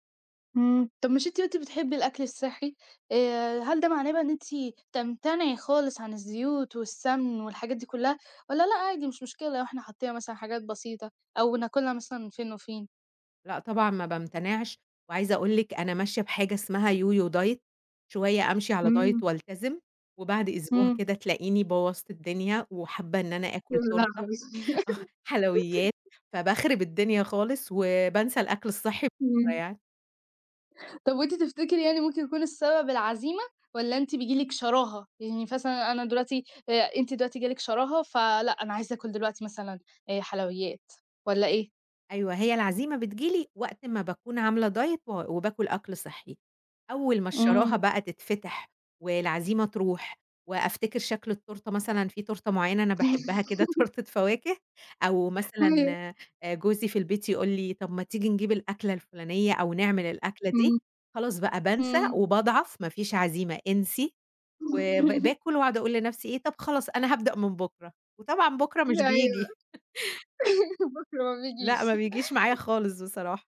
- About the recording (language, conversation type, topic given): Arabic, podcast, إزاي بتختار أكل صحي؟
- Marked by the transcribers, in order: in English: "Yo-Yo Diet"; in English: "diet"; laugh; tapping; unintelligible speech; in English: "diet"; giggle; laughing while speaking: "تورتة"; unintelligible speech; laugh; laughing while speaking: "أيوة بُكرة ما بيجيش"; laugh